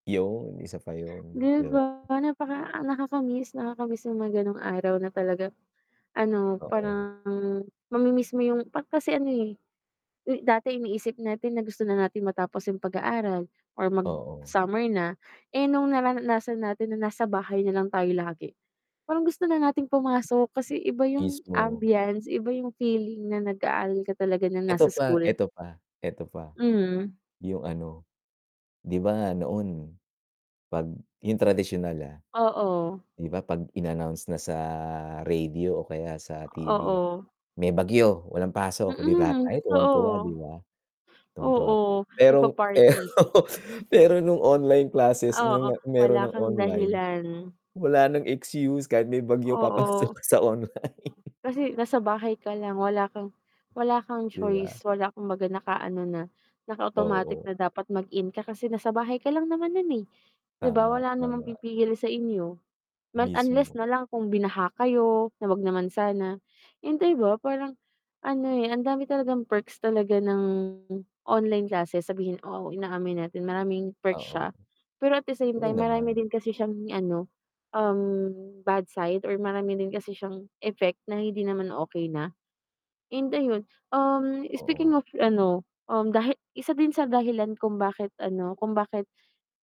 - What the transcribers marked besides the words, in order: distorted speech; static; drawn out: "sa"; chuckle; laughing while speaking: "papasok ka sa online"
- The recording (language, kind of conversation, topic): Filipino, unstructured, Paano mo nakikita ang magiging hinaharap ng teknolohiya sa edukasyon?